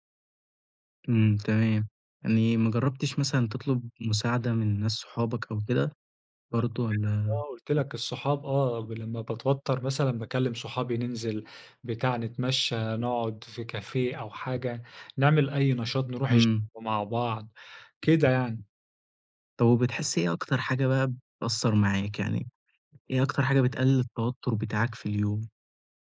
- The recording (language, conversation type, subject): Arabic, podcast, إزاي بتتعامل مع التوتر اليومي؟
- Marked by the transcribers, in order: in English: "كافيه"; other background noise